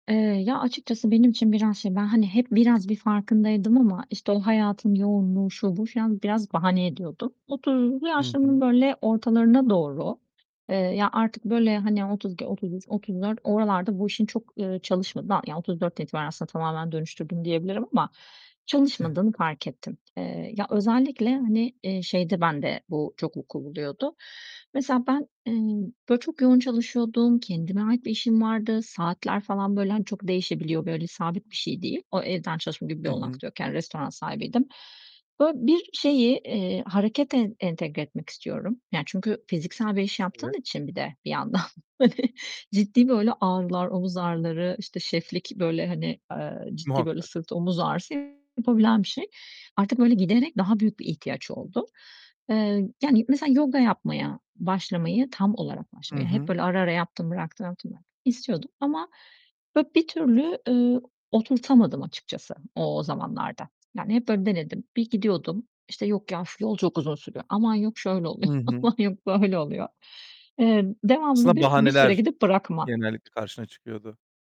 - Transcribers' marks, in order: static; distorted speech; laughing while speaking: "yandan hani"; chuckle; laughing while speaking: "oluyor. Aman yok böyle oluyor"; tapping
- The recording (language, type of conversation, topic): Turkish, podcast, Alışkanlık oluştururken küçük adımların önemi nedir, örnek verebilir misin?